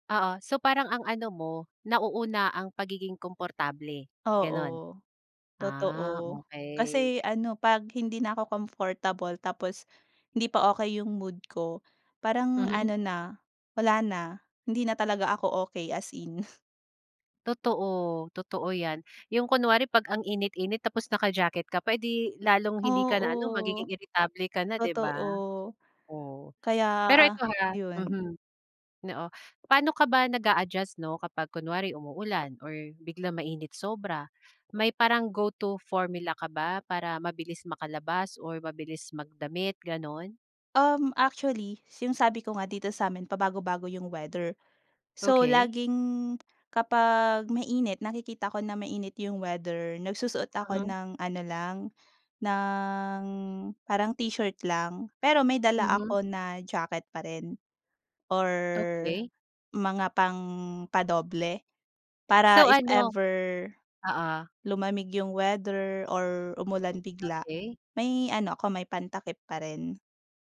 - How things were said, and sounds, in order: other background noise; tapping
- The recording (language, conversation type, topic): Filipino, podcast, Paano ka pumipili ng isusuot mo tuwing umaga?